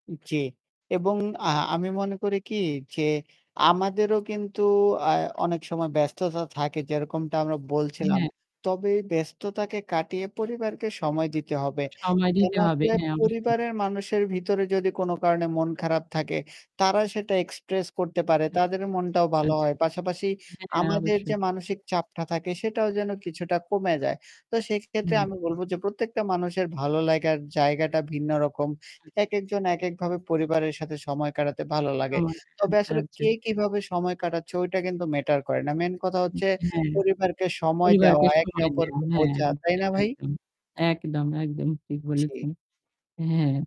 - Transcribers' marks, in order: static; in English: "এক্সপ্রেস"; other background noise; unintelligible speech; unintelligible speech
- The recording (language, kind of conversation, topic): Bengali, unstructured, পরিবারের সঙ্গে সময় কাটালে আপনার মন কীভাবে ভালো থাকে?